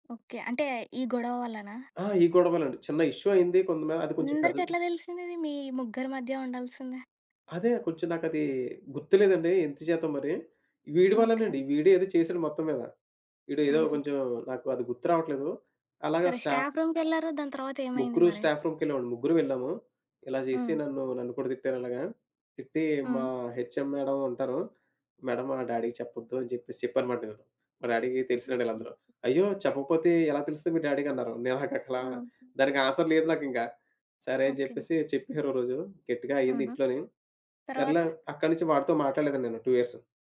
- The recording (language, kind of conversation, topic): Telugu, podcast, అనుకోకుండా మీ జీవితాన్ని మార్చిన వ్యక్తి గురించి మీరు చెప్పగలరా?
- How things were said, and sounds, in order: in English: "ఇష్యూ"; tapping; in English: "స్టాఫ్"; in English: "స్టాఫ్"; in English: "స్టాఫ్ రూమ్‌కి"; other background noise; in English: "హెచ్ఎం మేడం"; in English: "మేడం"; in English: "డ్యాడీకి"; in English: "డ్యాడీకి"; in English: "డ్యాడీకి"; in English: "ఆన్సర్"; in English: "టూ"